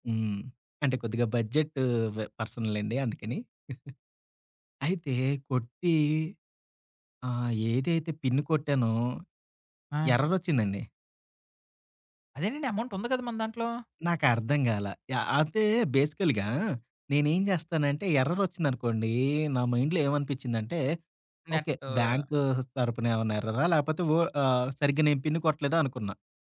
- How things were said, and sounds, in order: in English: "బడ్జెట్"; giggle; in English: "పిన్"; in English: "బేసికల్‌గా"; in English: "మైండ్‌లో"
- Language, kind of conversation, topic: Telugu, podcast, పేపర్లు, బిల్లులు, రశీదులను మీరు ఎలా క్రమబద్ధం చేస్తారు?